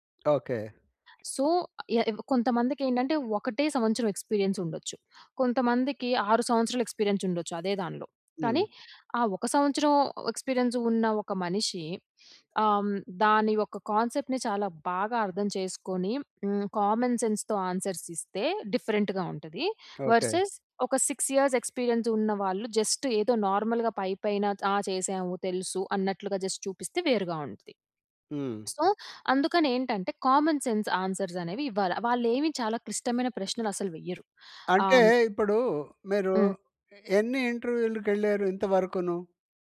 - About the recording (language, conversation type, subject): Telugu, podcast, ఇంటర్వ్యూకి ముందు మీరు ఎలా సిద్ధమవుతారు?
- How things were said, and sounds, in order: in English: "సో"; other noise; in English: "ఎక్స్పీరియన్స్"; in English: "ఎక్స్పీరియన్స్"; in English: "ఎక్స్పీరియన్స్"; in English: "కాన్సెప్ట్‌ని"; in English: "కామన్ సెన్స్‌తో ఆన్సర్స్"; in English: "డిఫరెంట్‌గా"; in English: "వర్సెస్"; in English: "సిక్స్ ఇయర్స్ ఎక్స్పీరియన్స్"; in English: "జస్ట్"; in English: "నార్మల్‌గా"; in English: "జస్ట్"; in English: "సో"; in English: "కామన్ సెన్స్ ఆన్సర్‌స్"